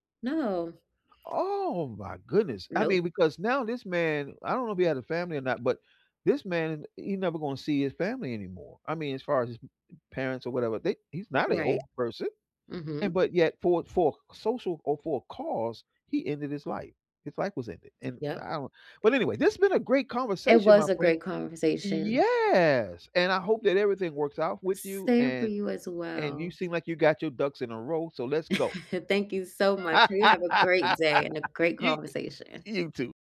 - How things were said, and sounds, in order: other background noise; tapping; chuckle; laugh
- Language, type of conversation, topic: English, unstructured, Have you ever felt pressured to stay quiet about problems at work?